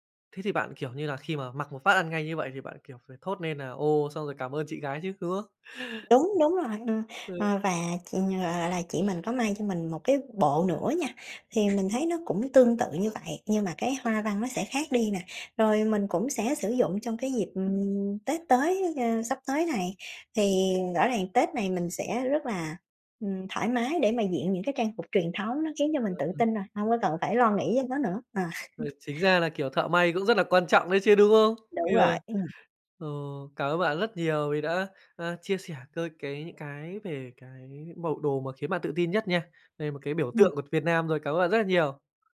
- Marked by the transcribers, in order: tapping; other background noise; unintelligible speech; laughing while speaking: "À"; laugh; unintelligible speech
- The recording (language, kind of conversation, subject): Vietnamese, podcast, Bộ đồ nào khiến bạn tự tin nhất, và vì sao?